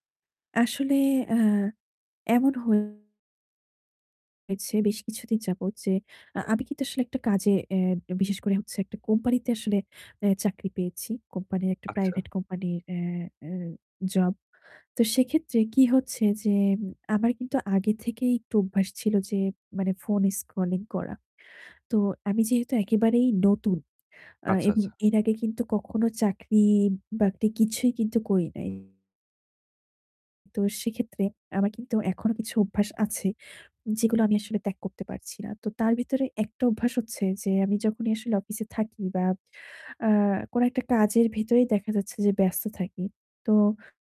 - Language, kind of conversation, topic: Bengali, advice, বহু ডিভাইস থেকে আসা নোটিফিকেশনগুলো কীভাবে আপনাকে বিভ্রান্ত করে আপনার কাজ আটকে দিচ্ছে?
- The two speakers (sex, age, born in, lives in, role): female, 45-49, Bangladesh, Bangladesh, user; male, 20-24, Bangladesh, Bangladesh, advisor
- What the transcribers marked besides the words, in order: distorted speech